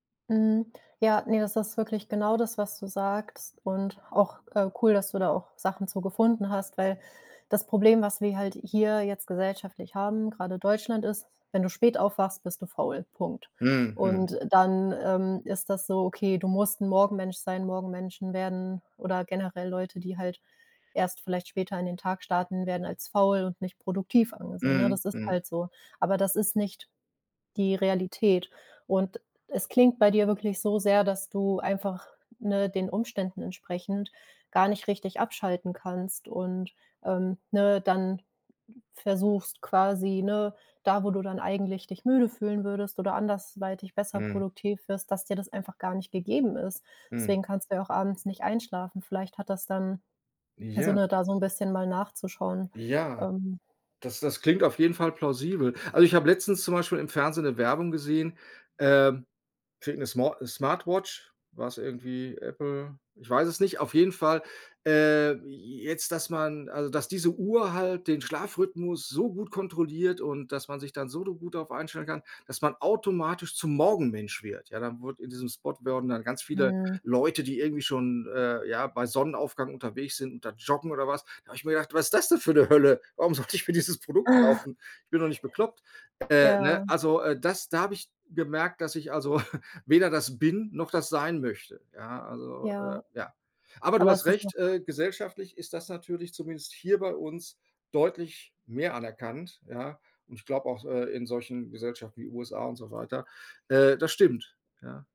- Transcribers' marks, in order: "anderweitig" said as "andersweitig"; laughing while speaking: "'ne Hölle? Warum sollte ich mir dieses Produkt kaufen?"; chuckle; chuckle; stressed: "bin"
- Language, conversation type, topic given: German, advice, Wie kann ich abends besser ohne Bildschirme entspannen?